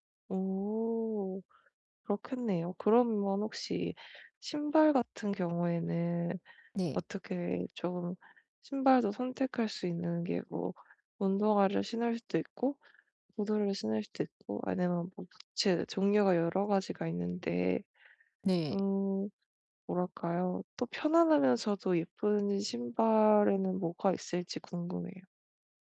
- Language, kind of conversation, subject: Korean, advice, 편안함과 개성을 모두 살릴 수 있는 옷차림은 어떻게 찾을 수 있을까요?
- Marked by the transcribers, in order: tapping